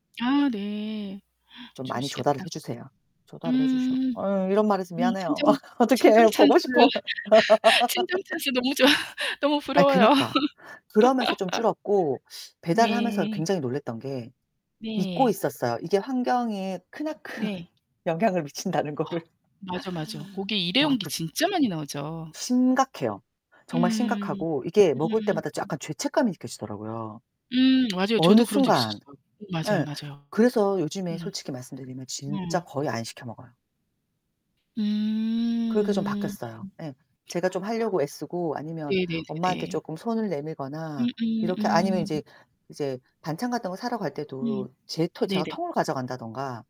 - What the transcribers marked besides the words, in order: distorted speech; laugh; laughing while speaking: "친정 찬스 너무 좋아. 너무 부러워요"; laugh; laughing while speaking: "어떡해, 보고 싶어"; laugh; laugh; laughing while speaking: "크나큰 영향을 미친다는 거를"; other background noise; "가져간다든가" said as "가져간다던가"
- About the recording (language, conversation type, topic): Korean, unstructured, 왜 우리는 음식을 배달로 자주 시켜 먹을까요?